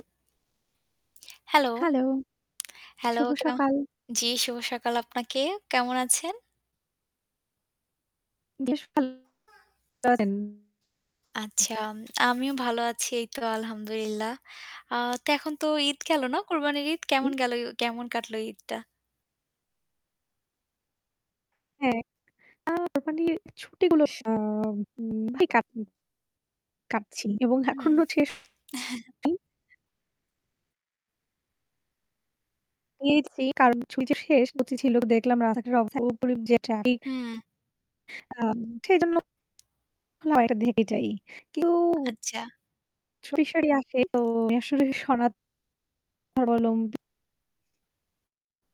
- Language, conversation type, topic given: Bengali, unstructured, আপনার ধর্মীয় উৎসবের সময় সবচেয়ে মজার স্মৃতি কী?
- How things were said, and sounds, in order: static; distorted speech; unintelligible speech; chuckle; unintelligible speech; unintelligible speech; "আচ্ছা" said as "আচ্চা"